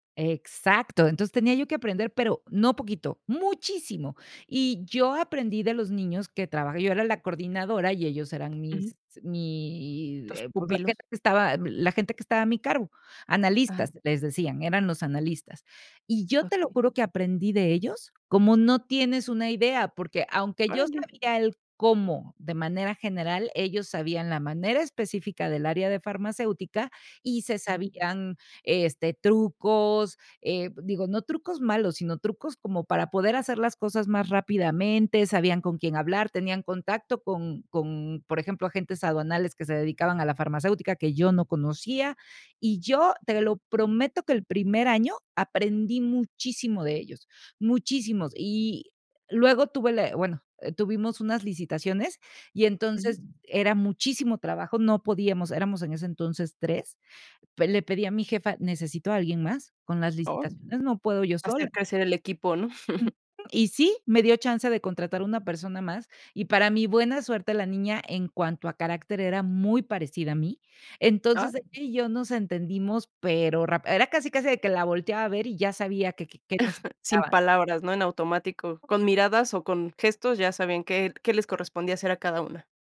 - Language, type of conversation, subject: Spanish, podcast, ¿Te gusta más crear a solas o con más gente?
- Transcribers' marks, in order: drawn out: "mi"; chuckle; chuckle; other background noise